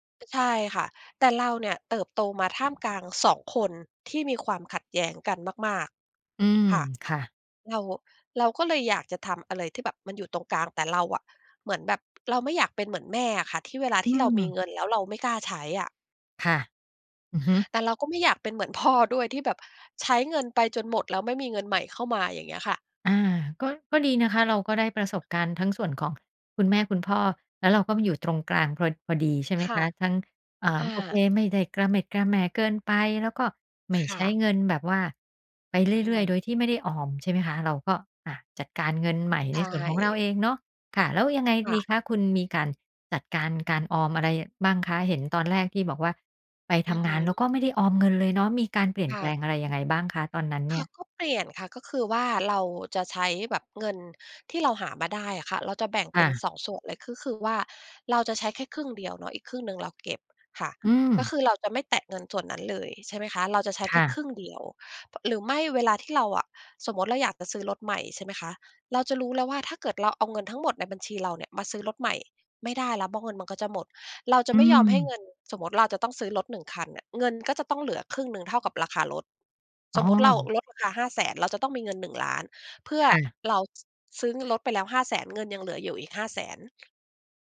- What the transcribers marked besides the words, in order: other background noise; "เพราะ" said as "บ็อก"
- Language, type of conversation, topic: Thai, podcast, เรื่องเงินทำให้คนต่างรุ่นขัดแย้งกันบ่อยไหม?